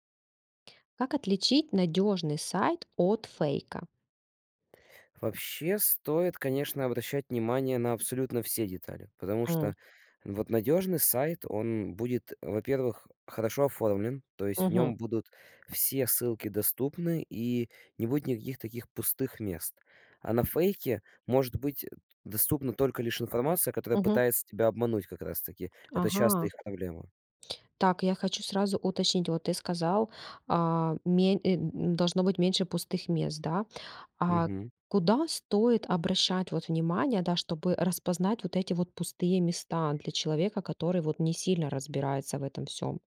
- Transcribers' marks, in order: tapping
- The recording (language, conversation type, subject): Russian, podcast, Как отличить надёжный сайт от фейкового?